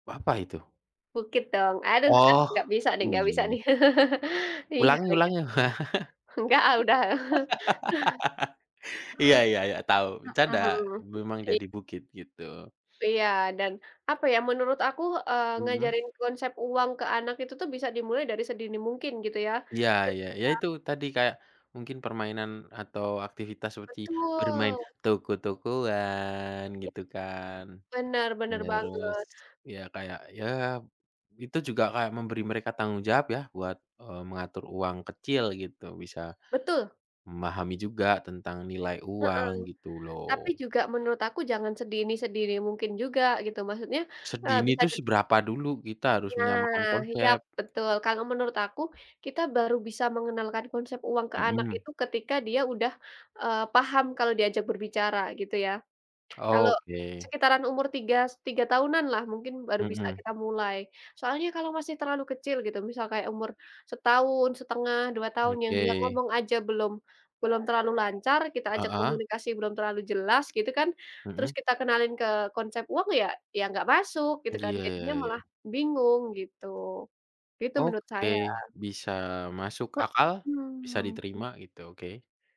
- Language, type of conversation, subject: Indonesian, unstructured, Bagaimana cara mengajarkan anak tentang uang?
- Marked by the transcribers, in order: other background noise; chuckle; laugh; chuckle; tapping; drawn out: "toko-tokoan"